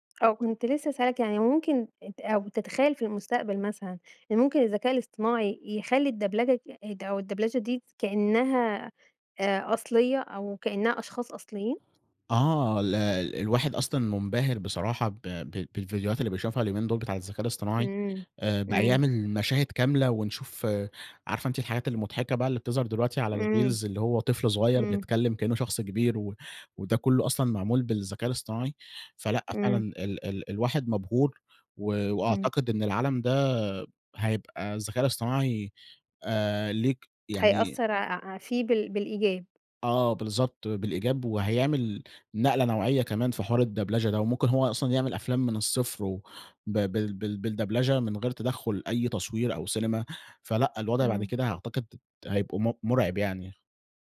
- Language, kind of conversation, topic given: Arabic, podcast, شو رأيك في ترجمة ودبلجة الأفلام؟
- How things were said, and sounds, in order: in French: "الدبلجة"; in French: "الدبلچة"; in English: "الreels"; in French: "الدبلچة"; in French: "بالدبلچة"